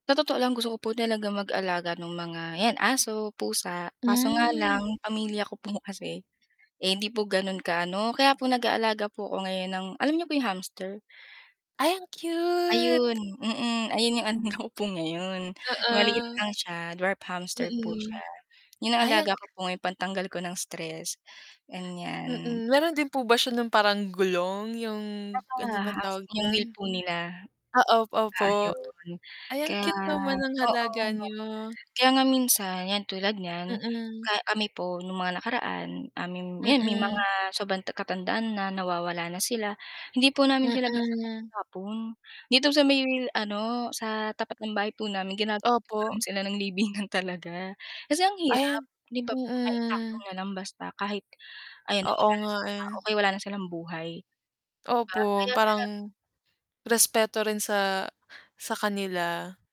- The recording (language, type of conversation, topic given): Filipino, unstructured, Ano ang palagay mo sa mga taong nag-iiwan o nagtatalikod sa kanilang mga alagang hayop?
- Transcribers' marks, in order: other background noise; distorted speech; static